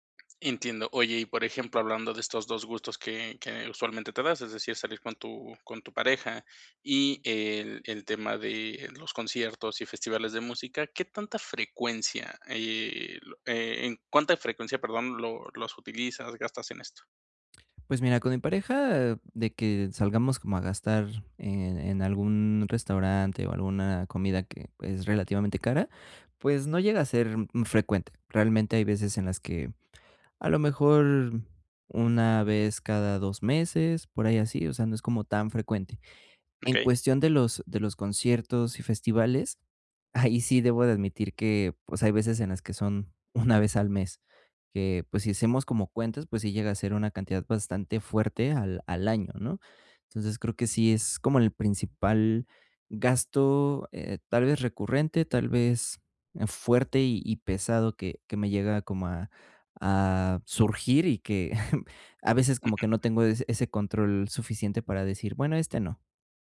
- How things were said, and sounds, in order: laughing while speaking: "ahí"; chuckle; other background noise
- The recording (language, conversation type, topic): Spanish, advice, ¿Cómo puedo ahorrar sin sentir que me privo demasiado?